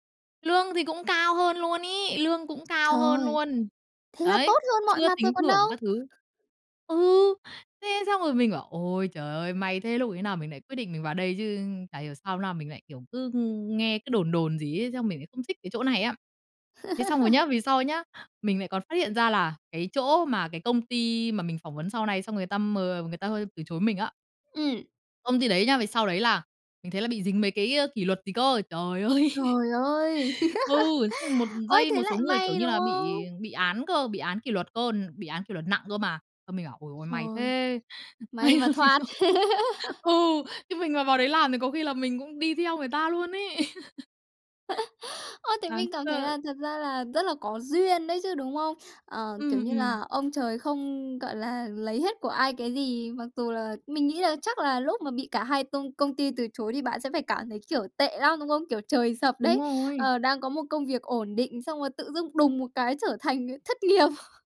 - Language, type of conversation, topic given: Vietnamese, podcast, Bạn có thể kể về một quyết định mà bạn từng hối tiếc nhưng giờ đã hiểu ra vì sao không?
- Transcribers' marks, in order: laugh; laugh; laughing while speaking: "ơi!"; laugh; tapping; laughing while speaking: "may mà mình không"; laugh; laugh; laughing while speaking: "là"; laughing while speaking: "nghiệp"; chuckle